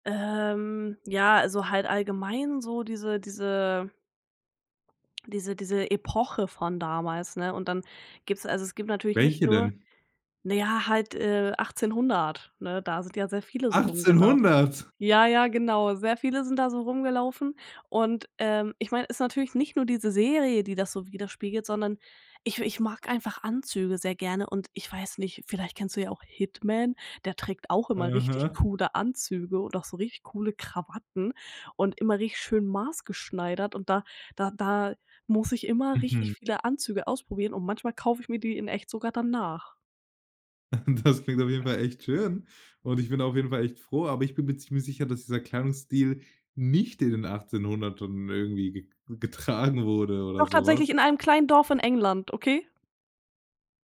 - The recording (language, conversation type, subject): German, podcast, Wie nutzt du Kleidung, um dich wohler zu fühlen?
- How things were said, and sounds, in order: drawn out: "Ähm"; other background noise; surprised: "Achtzehnhundert?"; chuckle; tapping